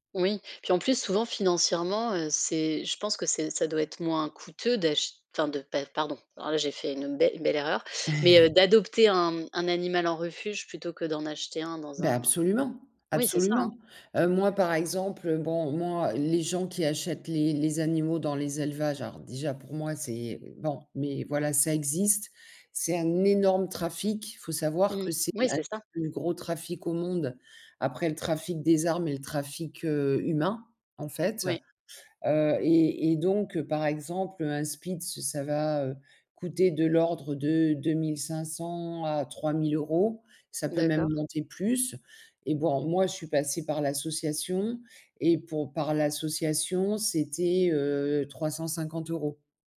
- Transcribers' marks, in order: chuckle; tapping; stressed: "énorme"; other background noise
- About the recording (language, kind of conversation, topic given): French, unstructured, Pourquoi est-il important d’adopter un animal dans un refuge ?